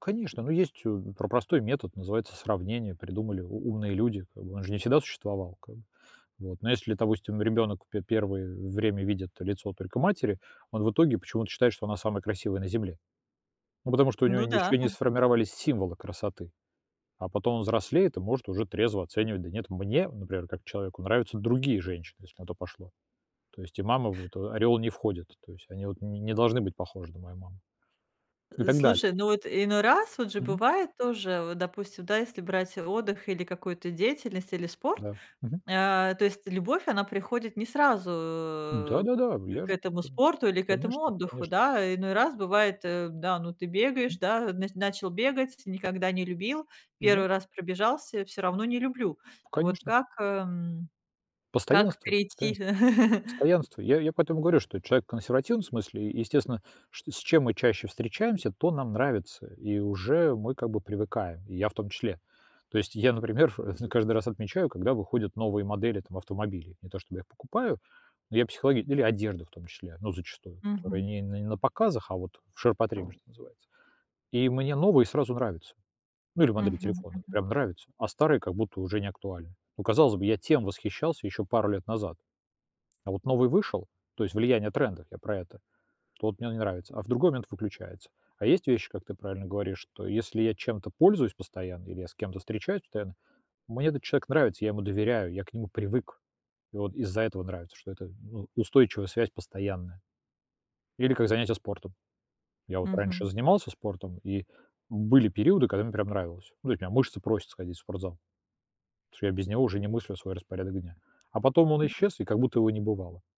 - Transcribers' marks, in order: chuckle; tapping; chuckle; door; unintelligible speech; unintelligible speech
- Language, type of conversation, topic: Russian, podcast, Что помогает тебе понять, что тебе действительно нравится?